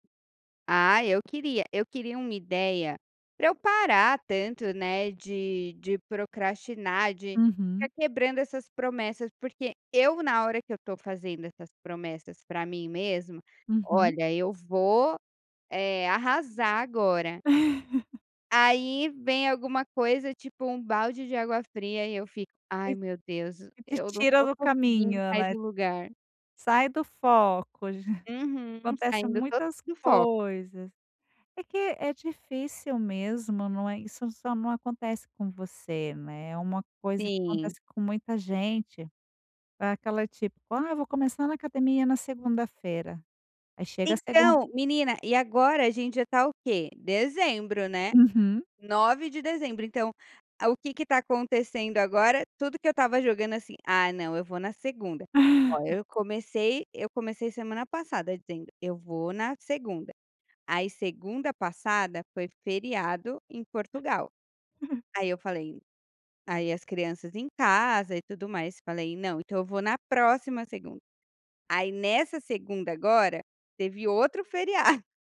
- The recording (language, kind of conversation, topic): Portuguese, advice, Como você se sente quando quebra pequenas promessas que faz a si mesmo?
- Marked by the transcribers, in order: chuckle; chuckle; tapping; chuckle; chuckle